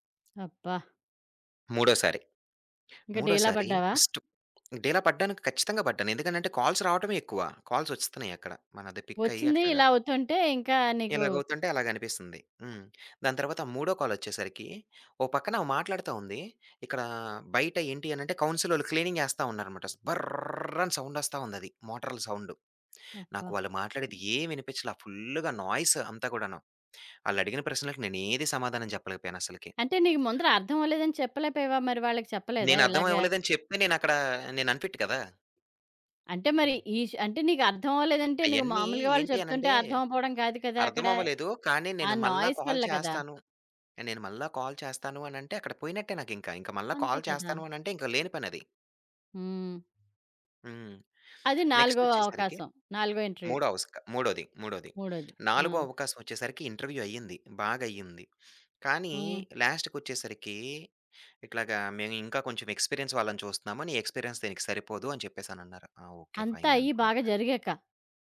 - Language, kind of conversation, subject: Telugu, podcast, ఉద్యోగ భద్రతా లేదా స్వేచ్ఛ — మీకు ఏది ఎక్కువ ముఖ్యమైంది?
- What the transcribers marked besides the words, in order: in English: "ఫస్ట్"; in Hindi: "డీలా"; in Hindi: "డీలా"; in English: "కాల్స్"; in English: "కాల్స్"; other background noise; in English: "క్లీనింగ్"; other noise; stressed: "ఫుల్లుగా"; in English: "నాయిస్"; in English: "అన్‌ఫిట్"; in English: "కాల్"; tapping; in English: "నాయిస్"; in English: "కాల్"; in English: "కాల్"; in English: "ఇంటర్వ్యూ"; in English: "ఇంటర్వ్యూ"; in English: "ఎక్స్‌పీరియన్స్"; in English: "ఎక్స్‌పీరియన్స్"